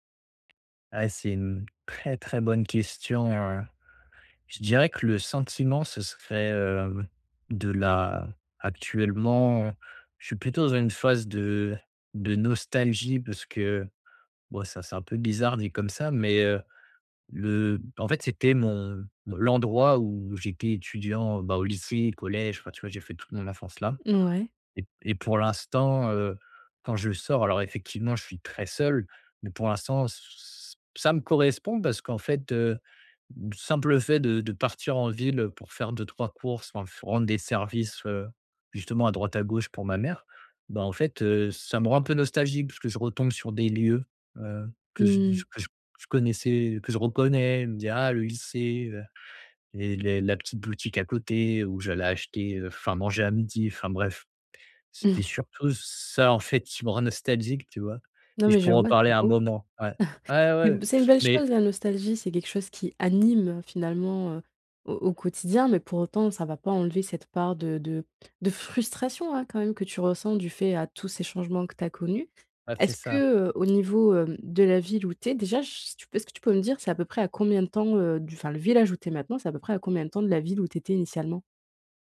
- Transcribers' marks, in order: chuckle; chuckle; stressed: "anime"; stressed: "frustration"; stressed: "village"
- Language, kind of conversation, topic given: French, advice, Comment adapter son rythme de vie à un nouvel environnement après un déménagement ?